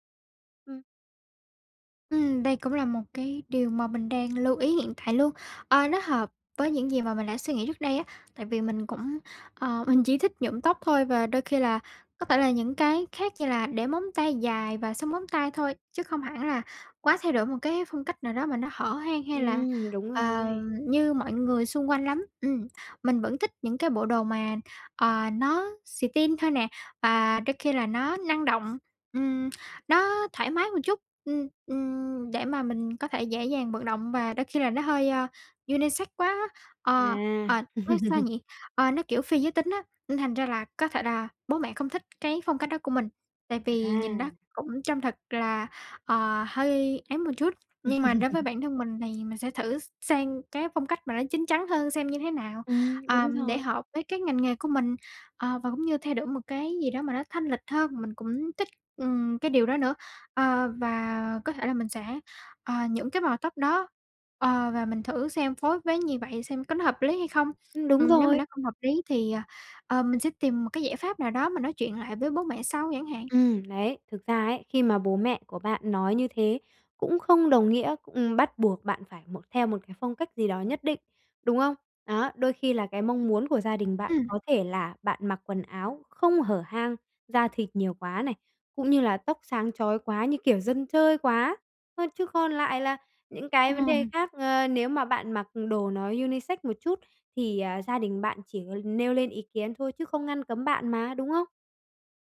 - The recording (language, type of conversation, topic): Vietnamese, advice, Làm sao tôi có thể giữ được bản sắc riêng và tự do cá nhân trong gia đình và cộng đồng?
- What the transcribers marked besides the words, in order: tapping; in English: "unisex"; laugh; laugh; in English: "unisex"